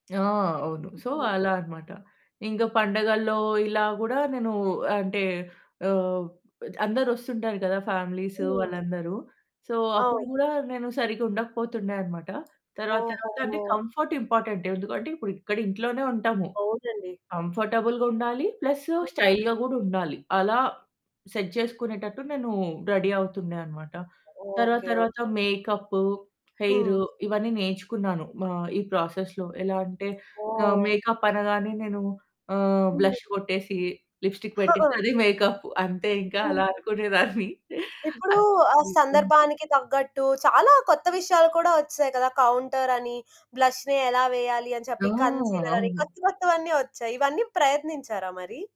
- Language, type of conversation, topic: Telugu, podcast, దుస్తులు ధరించినప్పుడు మీకు పూర్తిగా ఆత్మవిశ్వాసం పెరిగిన అనుభవం ఎప్పుడైనా ఉందా?
- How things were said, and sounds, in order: in English: "సో"; other background noise; in English: "ఫ్యామిలీస్"; in English: "సో"; in English: "కంఫర్ట్ ఇంపార్టెంట్"; in English: "కంఫర్టబుల్‌గా"; in English: "ప్లస్ స్టైల్‌గా"; in English: "సెట్"; in English: "రెడీ"; in English: "హెయిర్"; in English: "ప్రాసెస్‌లో"; in English: "మేకప్"; in English: "బ్లష్"; in English: "లిప్‌స్టిక్"; chuckle; in English: "మేకప్"; giggle; distorted speech; in English: "వెల్కమ్"; in English: "కౌంటర్"; in English: "బ్లష్‌ని"; in English: "కన్సీలర్"